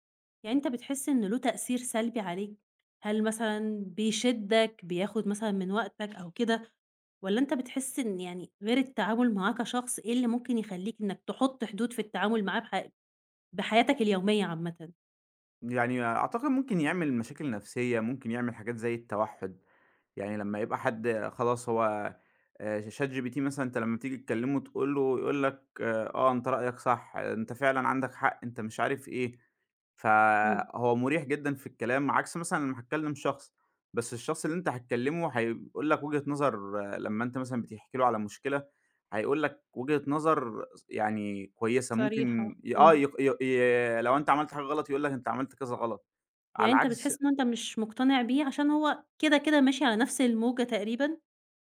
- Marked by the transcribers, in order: other background noise
- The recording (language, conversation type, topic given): Arabic, podcast, إزاي بتحط حدود للذكاء الاصطناعي في حياتك اليومية؟